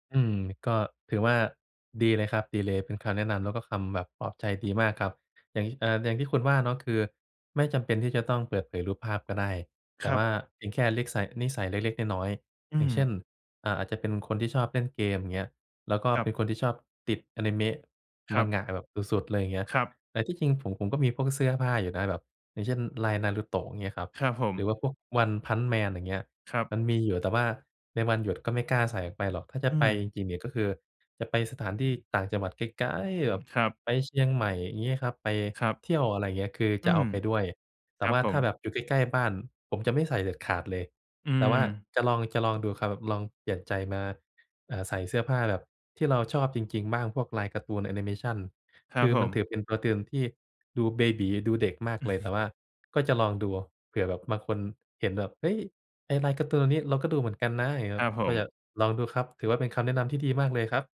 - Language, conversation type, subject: Thai, advice, ฉันจะรักษาความเป็นตัวของตัวเองท่ามกลางความคาดหวังจากสังคมและครอบครัวได้อย่างไรเมื่อรู้สึกสับสน?
- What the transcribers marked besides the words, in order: chuckle